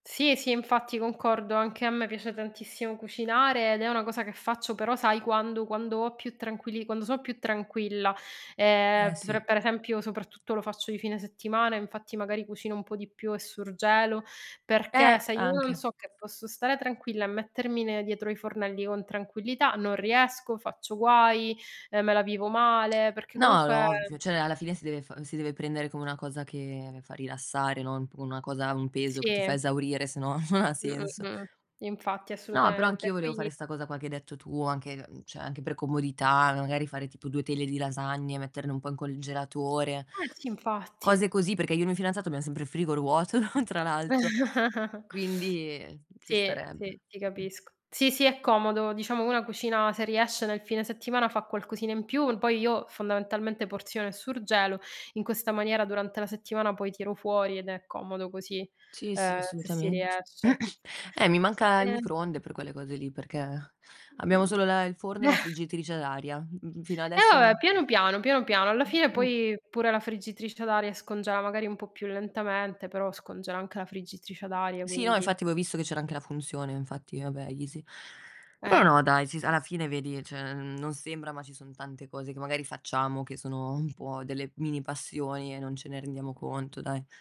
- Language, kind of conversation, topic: Italian, unstructured, Qual è la tua passione più grande?
- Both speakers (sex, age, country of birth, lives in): female, 25-29, Italy, Italy; female, 40-44, Italy, Italy
- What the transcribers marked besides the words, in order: other background noise; "cioè" said as "ceh"; laughing while speaking: "non"; "cioè" said as "ceh"; chuckle; "frigo" said as "frigor"; laughing while speaking: "no"; throat clearing; tapping; chuckle; "scongela" said as "scongea"; in English: "easy"; "cioè" said as "ceh"